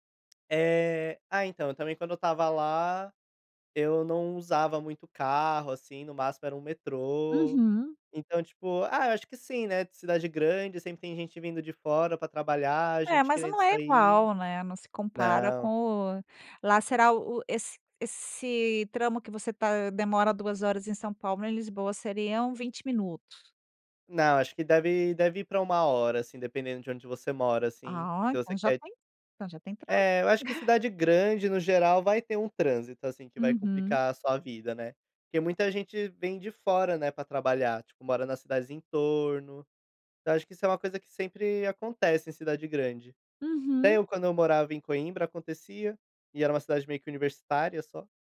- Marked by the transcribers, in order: chuckle
- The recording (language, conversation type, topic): Portuguese, podcast, Qual viagem te marcou de verdade e por quê?